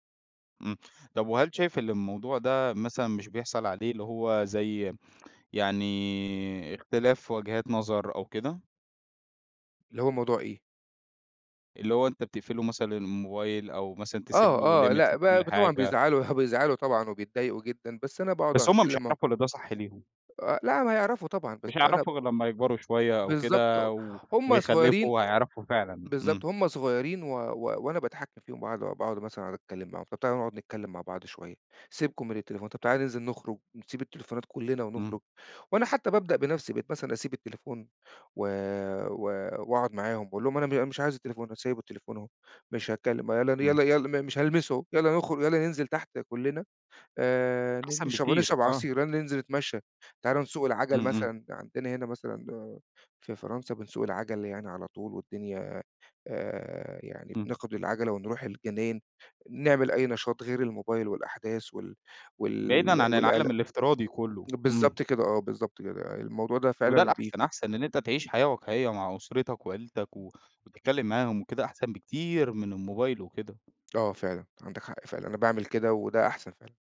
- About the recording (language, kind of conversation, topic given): Arabic, podcast, إزاي بتتعامل مع التفكير الزيادة والقلق المستمر؟
- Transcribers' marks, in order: in English: "limit"; chuckle; unintelligible speech; tapping